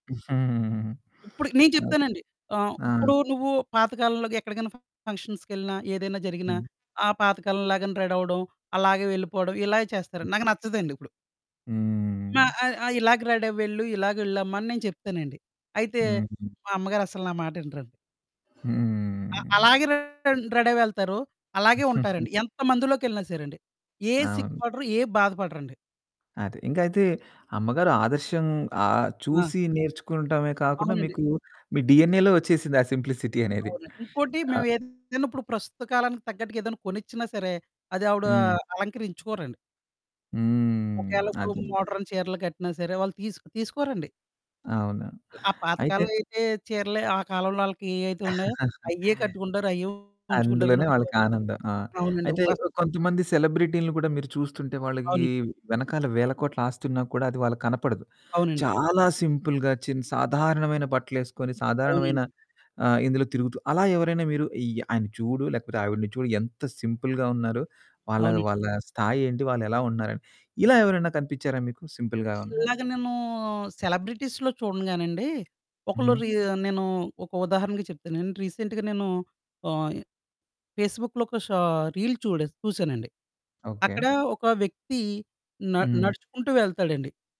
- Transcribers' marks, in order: giggle; static; distorted speech; in English: "ఫంక్షన్స్‌కెళ్ళిన"; in English: "రెడీ"; other background noise; in English: "రెడీ"; drawn out: "హ్మ్"; in English: "రెడీ"; giggle; in English: "డిఎన్ఏ‌లో"; in English: "సింప్లిసిటీ"; in English: "మోడర్న్"; giggle; in English: "సెలబ్రిటీలని"; in English: "సింపుల్‌గా"; in English: "సింపుల్‌గా"; in English: "సింపుల్‌గా"; in English: "సెలబ్రిటీస్‌లో"; in English: "రీసెంట్‌గా"; in English: "పేస్‌బుక్‌లో"; in English: "రీల్"
- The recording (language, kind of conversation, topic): Telugu, podcast, తక్కువ వస్తువులతో సంతోషంగా ఉండటం మీకు ఎలా సాధ్యమైంది?